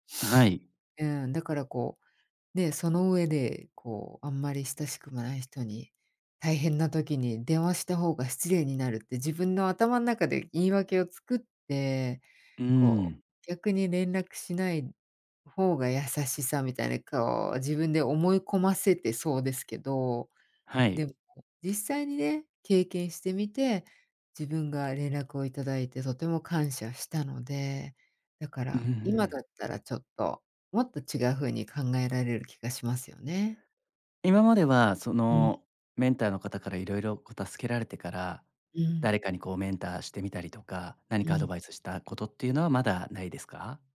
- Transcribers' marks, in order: none
- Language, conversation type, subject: Japanese, podcast, 良いメンターの条件って何だと思う？